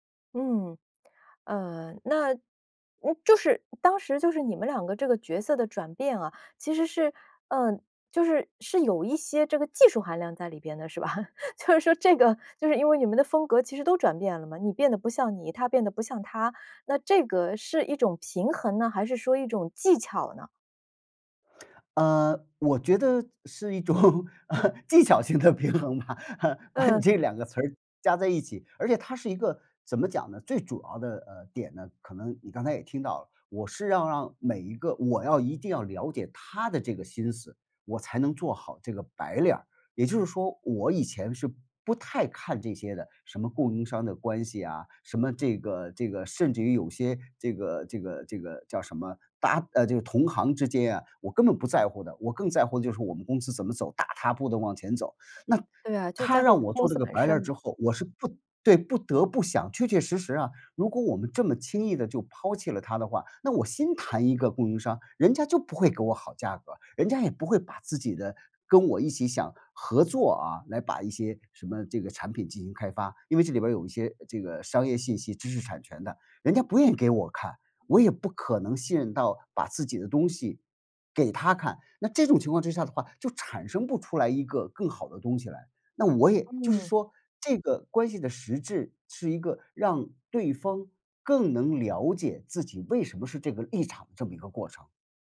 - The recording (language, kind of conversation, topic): Chinese, podcast, 合作时你如何平衡个人风格？
- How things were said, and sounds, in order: tsk; laughing while speaking: "是吧？就是说这个"; laughing while speaking: "一种，呃，技巧性的平衡吧， 把你这两个词儿"; chuckle